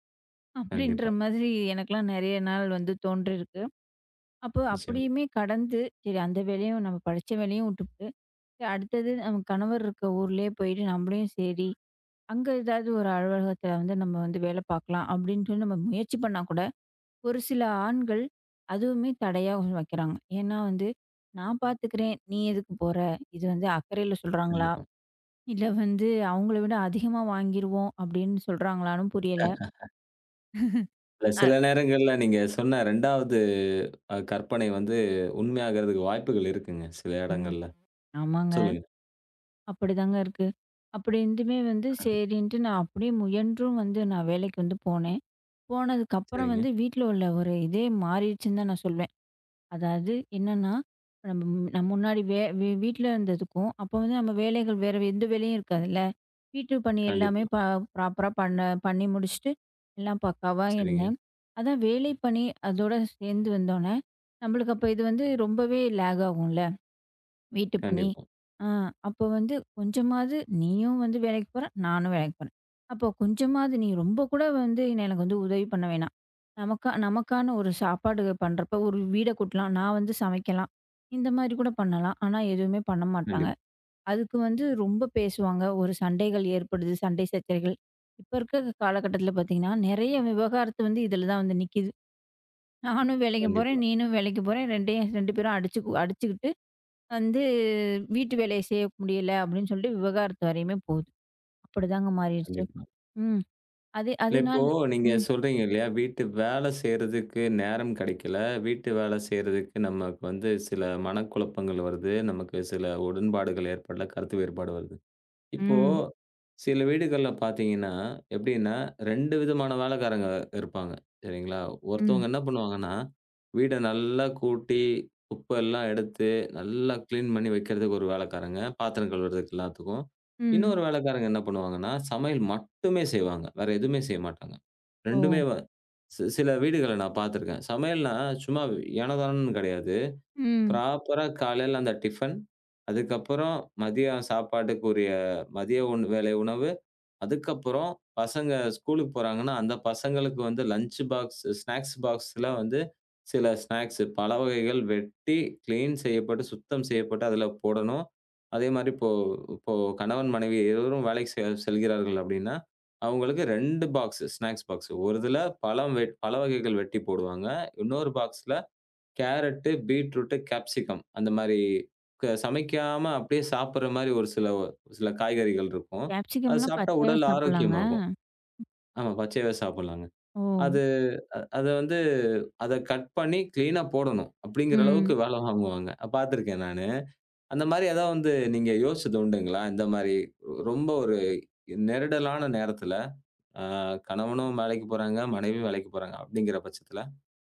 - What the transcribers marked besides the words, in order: other noise; laugh; chuckle; laugh; in English: "ப்ராப்பர்ரா"; in English: "லேக்"; swallow; "சச்சரவுகள்" said as "சர்ச்சகள்"; "விவாகரத்து" said as "விவகாரத்து"; in English: "கிளீன்"; in English: "ப்ராப்பர்ரா"; in English: "டிபன்"; in English: "ஸ்கூலுக்கு"; in English: "லஞ்ச் பாக்ஸ் ஸ்நாக்ஸ் பாக்ஸ்ல"; in English: "பாக்ஸ்"; in English: "கிளீன்"; in English: "பாக்ஸ், ஸ்நாக்ஸ் பாக்ஸ்சு"; in English: "பாக்ஸ்ல"; in English: "காப்சிகம்"; in English: "காப்சிகம்லாம்"; in English: "கட்"; in English: "கிளீன்னா"; chuckle
- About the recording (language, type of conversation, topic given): Tamil, podcast, வேலை இடத்தில் நீங்கள் பெற்ற பாத்திரம், வீட்டில் நீங்கள் நடந்துகொள்ளும் விதத்தை எப்படி மாற்றுகிறது?